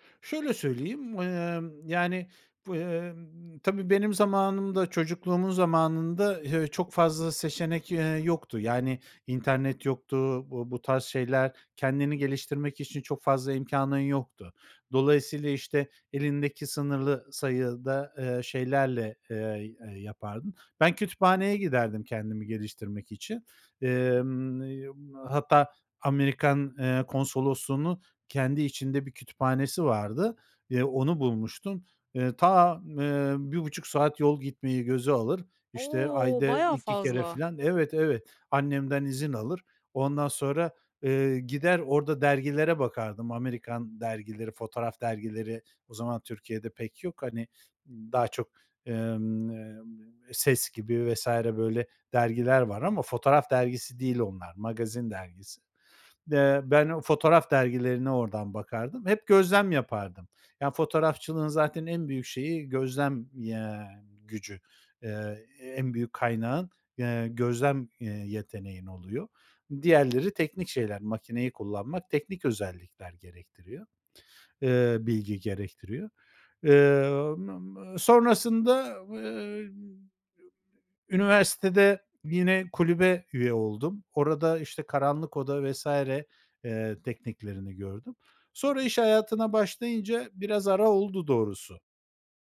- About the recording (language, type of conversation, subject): Turkish, podcast, Bir hobinin hayatını nasıl değiştirdiğini anlatır mısın?
- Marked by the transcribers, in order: other background noise; tapping; other noise